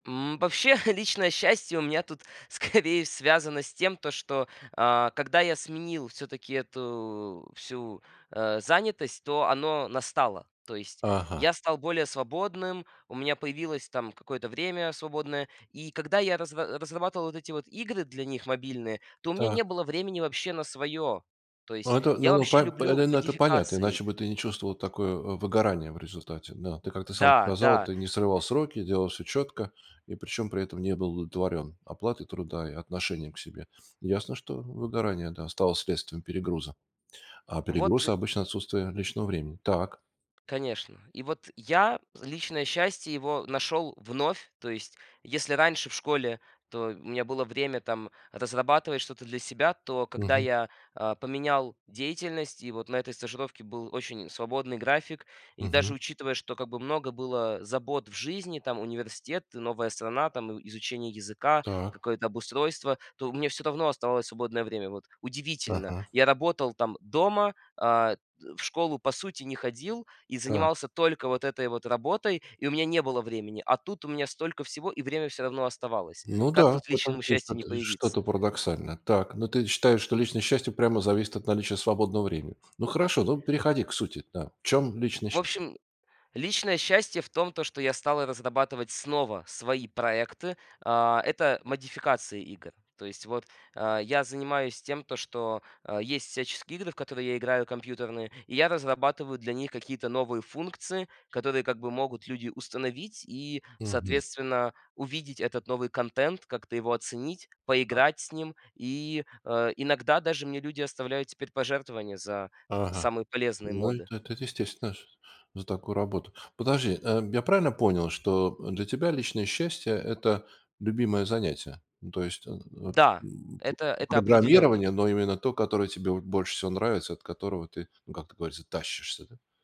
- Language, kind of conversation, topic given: Russian, podcast, Как выбрать между карьерой и личным счастьем?
- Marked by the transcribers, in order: chuckle; laughing while speaking: "скорее"; other background noise; tapping; other noise